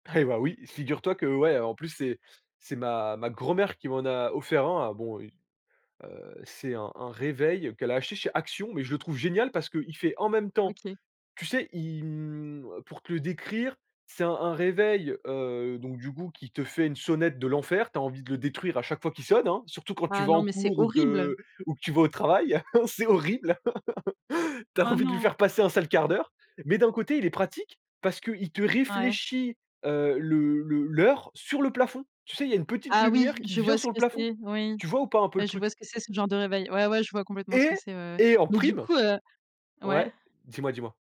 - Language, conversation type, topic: French, podcast, Comment fais-tu pour déconnecter le soir ?
- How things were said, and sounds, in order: laughing while speaking: "Eh bah"; stressed: "Action"; tapping; other background noise; laugh; laughing while speaking: "c'est horrible"; laugh; stressed: "Et"